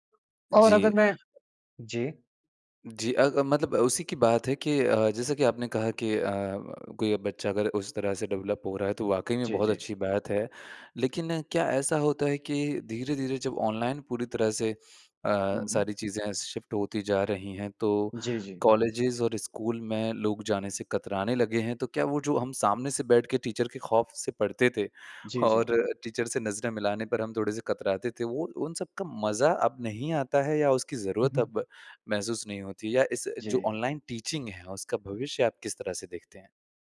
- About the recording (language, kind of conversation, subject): Hindi, podcast, ऑनलाइन सीखने से आपकी पढ़ाई या कौशल में क्या बदलाव आया है?
- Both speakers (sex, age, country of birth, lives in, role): male, 25-29, India, India, host; male, 30-34, India, India, guest
- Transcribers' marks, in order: in English: "डेवलप"; in English: "शिफ्ट"; in English: "कॉलेजेज़"; in English: "टीचर"; in English: "टीचर"; in English: "टीचिंग"